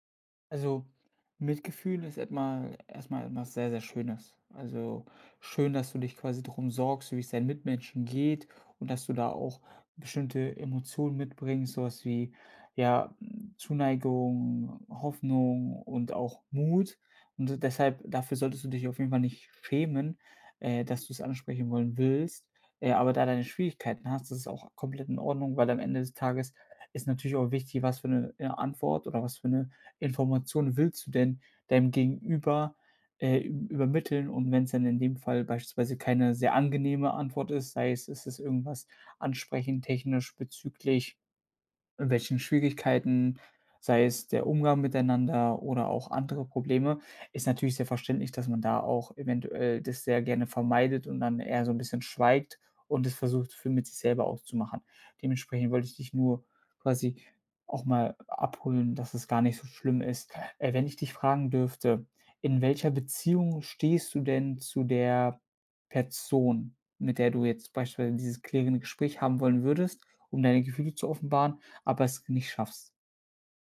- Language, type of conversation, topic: German, advice, Wie kann ich das Schweigen in einer wichtigen Beziehung brechen und meine Gefühle offen ausdrücken?
- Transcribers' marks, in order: none